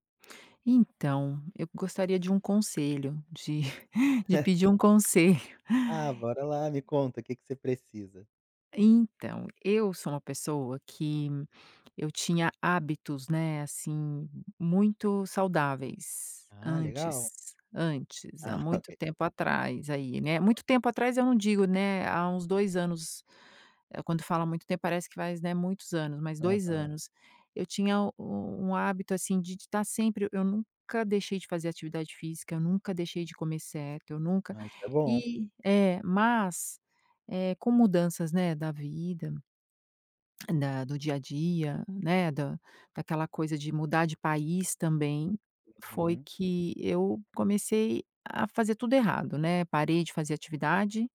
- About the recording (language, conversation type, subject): Portuguese, advice, Como posso lidar com recaídas frequentes em hábitos que quero mudar?
- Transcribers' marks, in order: chuckle; chuckle; tapping